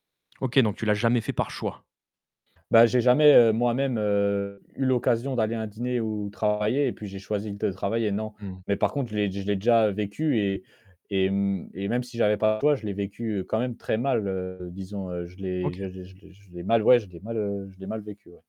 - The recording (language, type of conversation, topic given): French, podcast, Comment trouves-tu l’équilibre entre l’ambition et la vie personnelle ?
- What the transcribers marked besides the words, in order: static; distorted speech